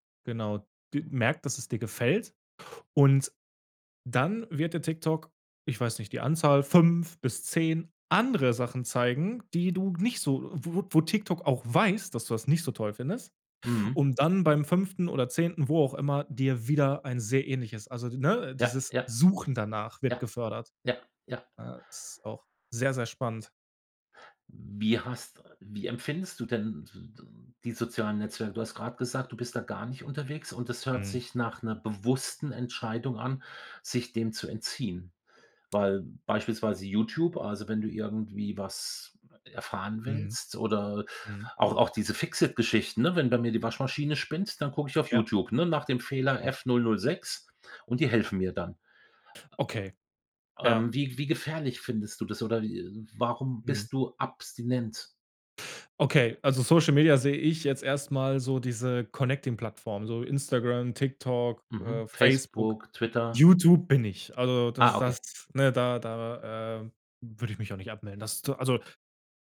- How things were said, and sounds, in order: stressed: "andere"; in English: "connecting"
- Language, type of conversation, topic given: German, podcast, Wie können Algorithmen unsere Meinungen beeinflussen?
- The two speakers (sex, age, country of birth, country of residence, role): male, 30-34, Germany, Germany, guest; male, 55-59, Germany, Germany, host